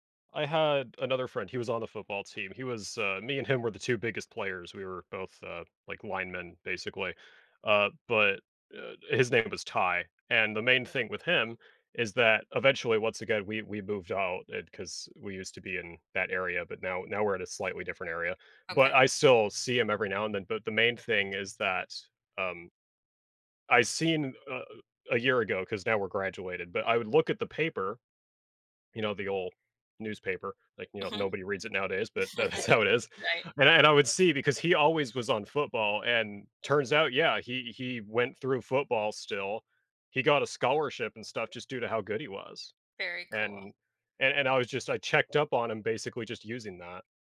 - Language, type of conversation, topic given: English, unstructured, What lost friendship do you sometimes think about?
- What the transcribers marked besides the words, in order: chuckle; laughing while speaking: "that's"